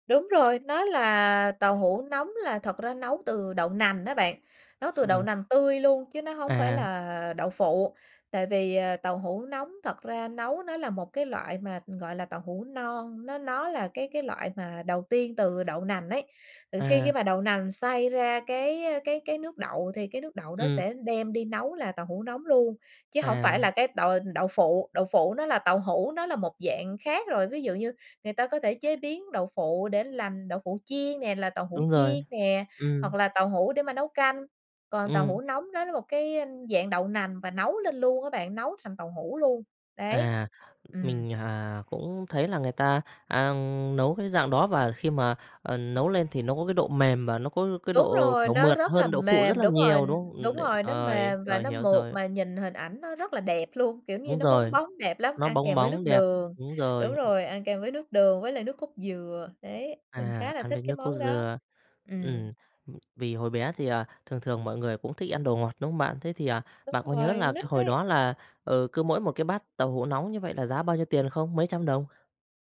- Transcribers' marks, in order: tapping; other background noise
- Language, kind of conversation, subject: Vietnamese, podcast, Món ăn nào gợi nhớ tuổi thơ của bạn nhất?